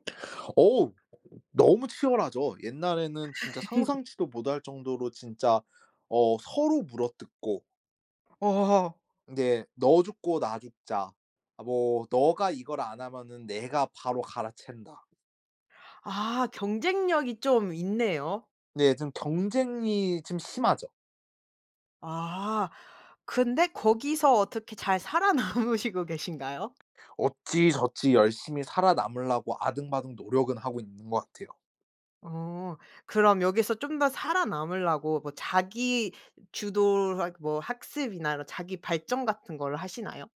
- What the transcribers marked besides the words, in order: other background noise; laugh; laughing while speaking: "살아남으시고"; tapping
- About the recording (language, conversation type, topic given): Korean, podcast, 직업을 바꾸게 된 계기는 무엇이었나요?